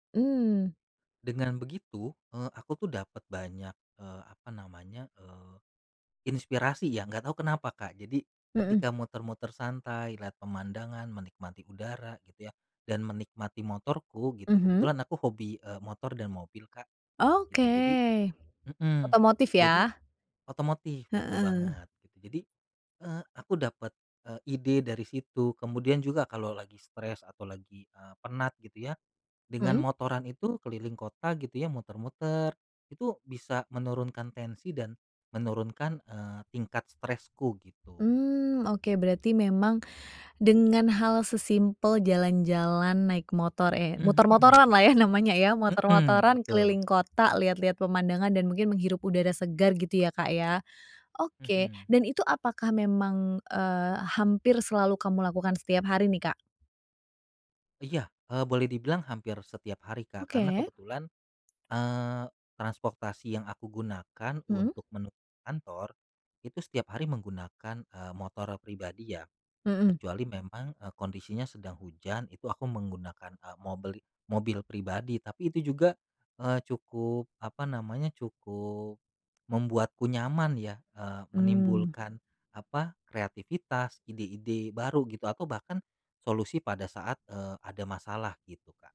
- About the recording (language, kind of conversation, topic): Indonesian, podcast, Kebiasaan kecil apa yang membantu kreativitas kamu?
- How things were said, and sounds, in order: other background noise; tapping